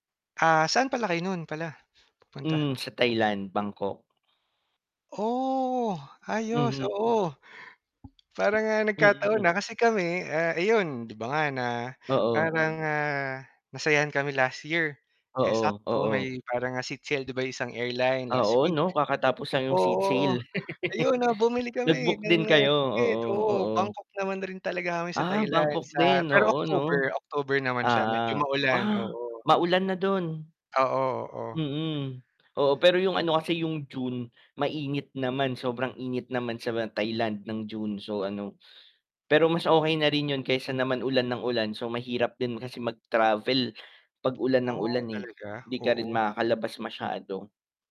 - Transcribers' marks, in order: tapping; static; distorted speech; laugh
- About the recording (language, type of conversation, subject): Filipino, unstructured, Ano ang pinaka-nakakatuwang pangyayari sa isa mong biyahe?
- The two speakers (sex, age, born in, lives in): male, 25-29, Philippines, Philippines; male, 30-34, Philippines, Philippines